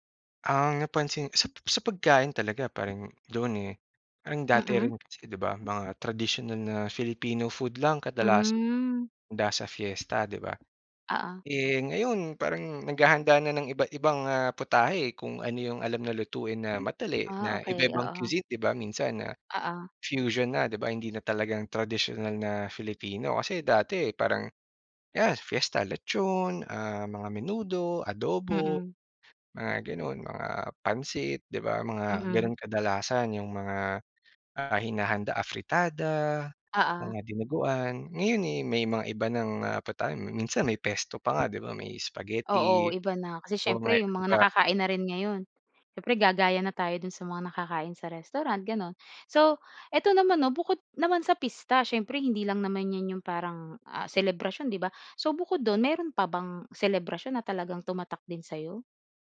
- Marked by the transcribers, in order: none
- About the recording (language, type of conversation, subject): Filipino, podcast, May alaala ka ba ng isang pista o selebrasyon na talagang tumatak sa’yo?